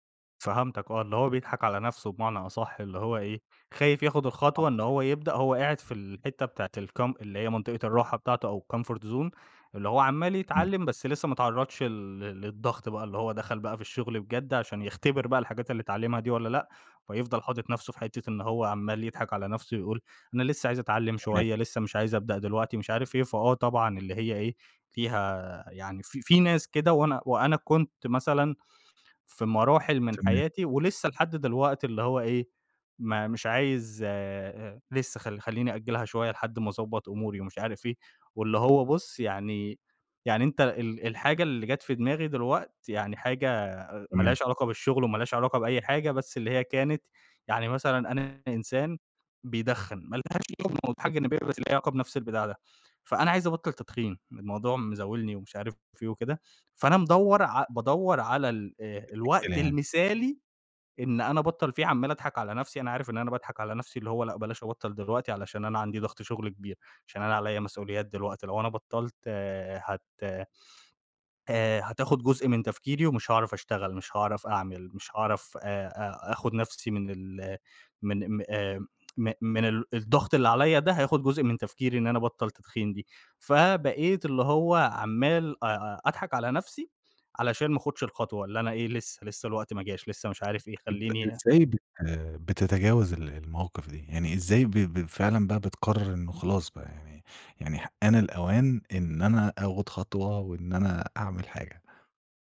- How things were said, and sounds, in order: unintelligible speech; in English: "الcomfort zone"; unintelligible speech; unintelligible speech; tapping
- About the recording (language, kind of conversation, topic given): Arabic, podcast, إزاي تتعامل مع المثالية الزيادة اللي بتعطّل الفلو؟
- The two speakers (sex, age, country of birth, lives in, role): male, 25-29, Egypt, Egypt, guest; male, 25-29, Egypt, Egypt, host